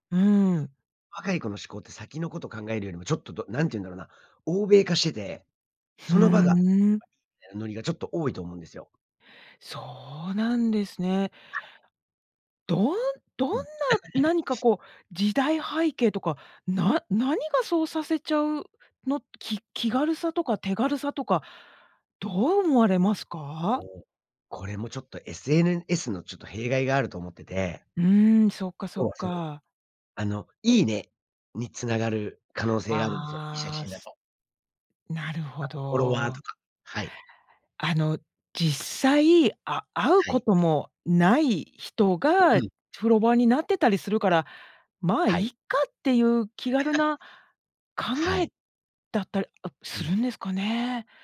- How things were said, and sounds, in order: laugh; laugh
- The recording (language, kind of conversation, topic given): Japanese, podcast, 写真加工やフィルターは私たちのアイデンティティにどのような影響を与えるのでしょうか？